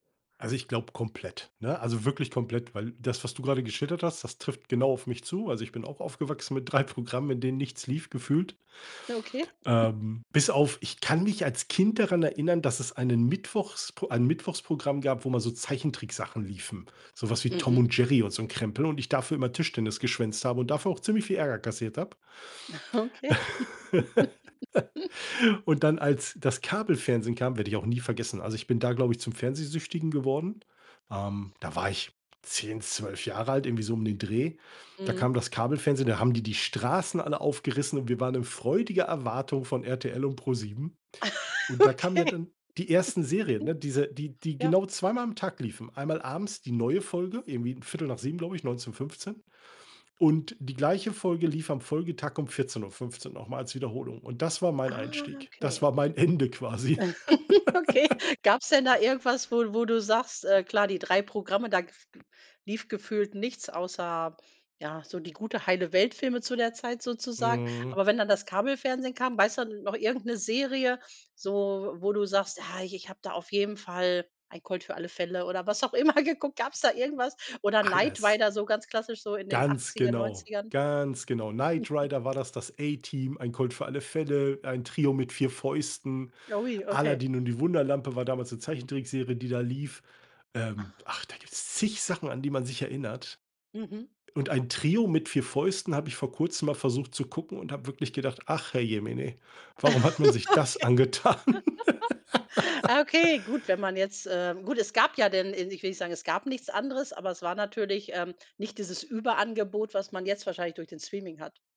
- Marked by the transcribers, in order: chuckle; laughing while speaking: "Okay"; laugh; chuckle; chuckle; laughing while speaking: "Okay"; other background noise; drawn out: "Ah"; giggle; laughing while speaking: "Okay"; laugh; laughing while speaking: "geguckt"; drawn out: "ganz"; chuckle; laugh; laughing while speaking: "Okay"; laugh; laugh
- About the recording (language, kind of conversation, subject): German, podcast, Wie verändert Streaming unsere Sehgewohnheiten?